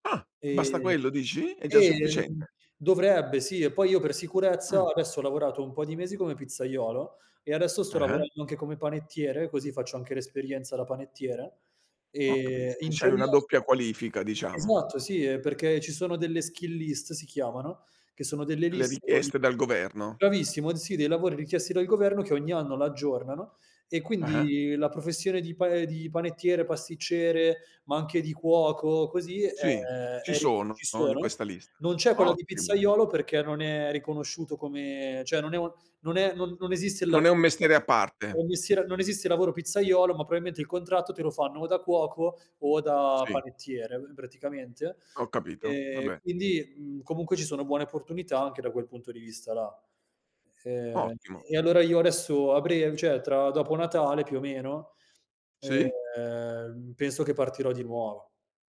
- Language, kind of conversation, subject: Italian, podcast, Quando hai lasciato qualcosa di sicuro per provare a ricominciare altrove?
- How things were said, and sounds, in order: drawn out: "eh"; in English: "skill list"; other background noise; "probabilmente" said as "probabimente"; "cioè" said as "ceh"